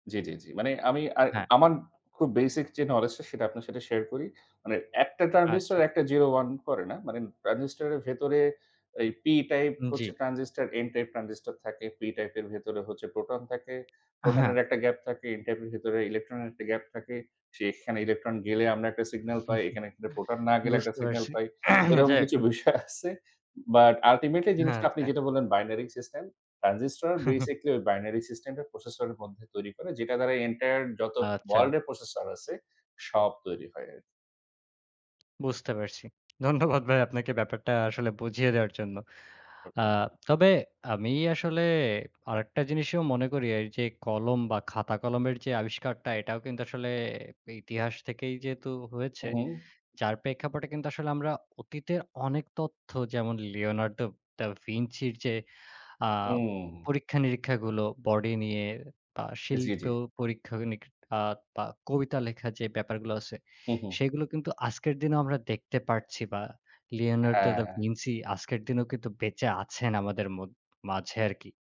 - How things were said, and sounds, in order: in English: "knowledge"; in English: "transistor"; in English: "transistor"; tapping; chuckle; throat clearing; other background noise; laughing while speaking: "বিষয় আছে"; in English: "ultimately"; in English: "binary system"; in English: "basically"; chuckle; in English: "binary system"; in English: "processor"; in English: "entire"; in English: "processor"; laughing while speaking: "ধন্যবাদ ভাই আপনাকে ব্যাপারটা"; unintelligible speech
- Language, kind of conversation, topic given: Bengali, unstructured, তোমার মতে, মানব ইতিহাসের সবচেয়ে বড় আবিষ্কার কোনটি?